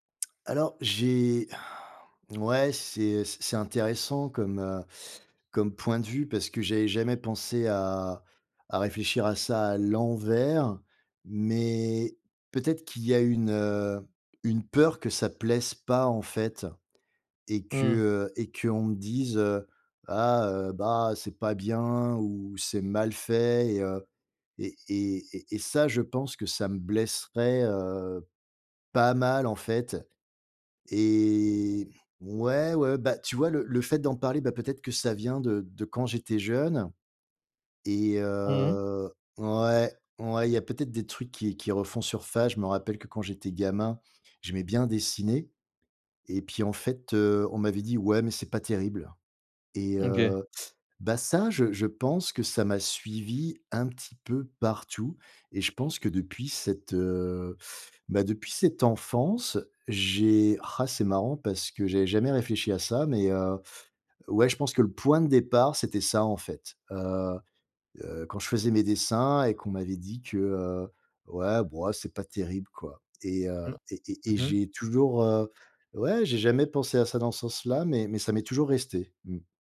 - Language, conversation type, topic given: French, advice, Comment puis-je remettre en question mes pensées autocritiques et arrêter de me critiquer intérieurement si souvent ?
- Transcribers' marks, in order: sigh; stressed: "l'envers"